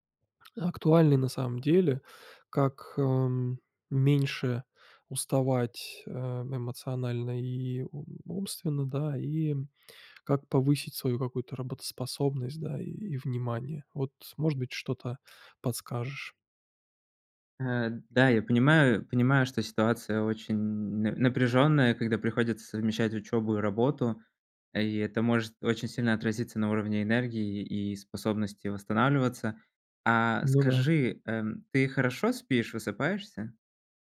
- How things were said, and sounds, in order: none
- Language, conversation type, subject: Russian, advice, Как быстро снизить умственную усталость и восстановить внимание?